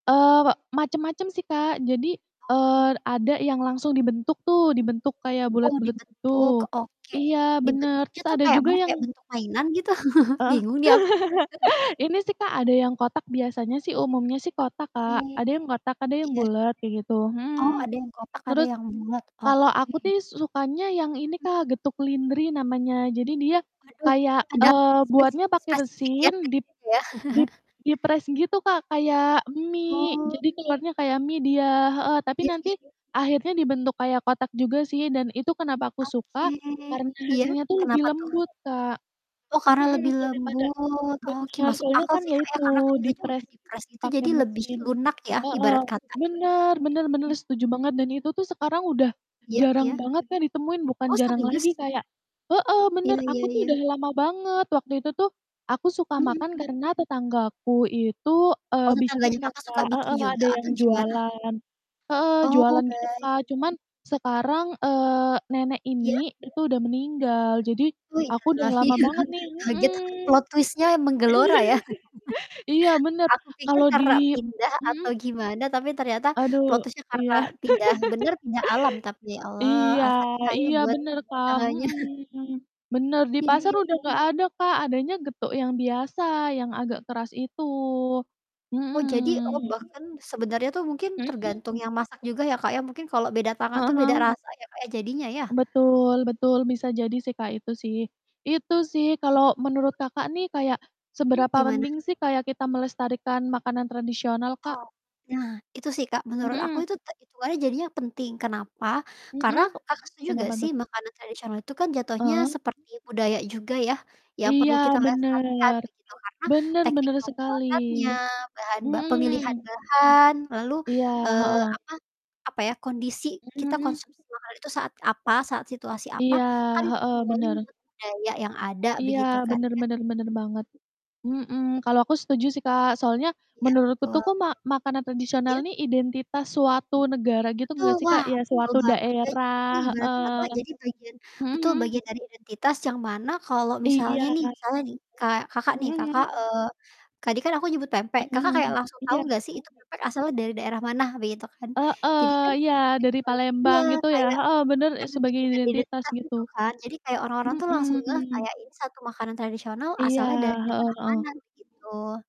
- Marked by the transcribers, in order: distorted speech; chuckle; laugh; chuckle; "sih" said as "tih"; chuckle; background speech; tapping; chuckle; in English: "plot twist-nya"; chuckle; laugh; in English: "plot twist-nya"; laugh; chuckle; other background noise
- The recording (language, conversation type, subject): Indonesian, unstructured, Menurut kamu, makanan tradisional apa yang harus selalu dilestarikan?